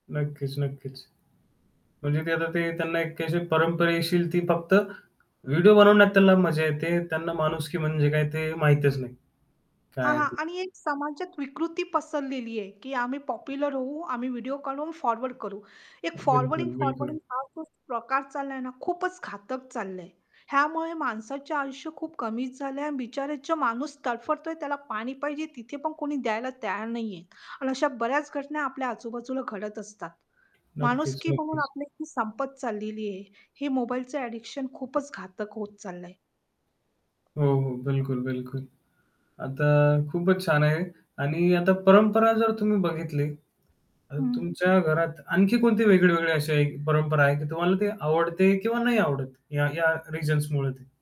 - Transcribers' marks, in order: static; tapping; in English: "फॉरवर्ड"; in English: "फॉरवर्डिंग, फॉरवर्डिंग"; distorted speech; in English: "ॲडिक्शन"
- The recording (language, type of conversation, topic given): Marathi, podcast, तुमच्या घरात एखादी गोड, विचित्र किंवा लाजिरवाणी परंपरा आहे का?
- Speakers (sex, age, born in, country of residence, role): female, 45-49, India, India, guest; male, 18-19, India, India, host